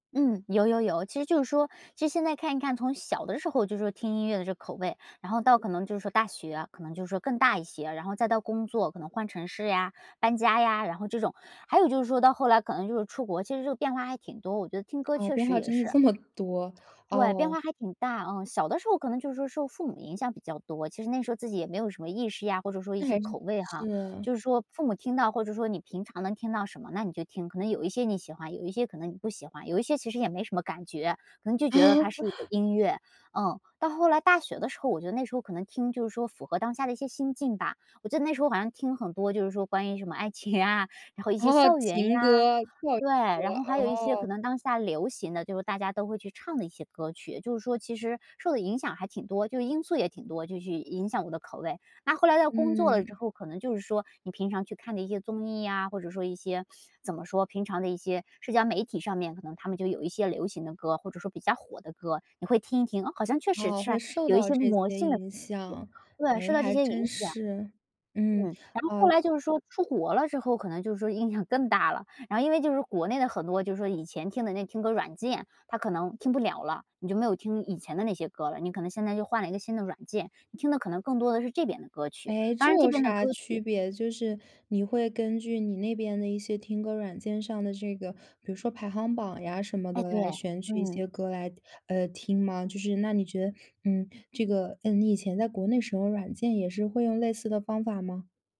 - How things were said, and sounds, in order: tapping; laughing while speaking: "么"; other background noise; chuckle; laughing while speaking: "啊"; laughing while speaking: "影响"
- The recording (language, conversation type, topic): Chinese, podcast, 搬家或出国后，你的音乐口味有没有发生变化？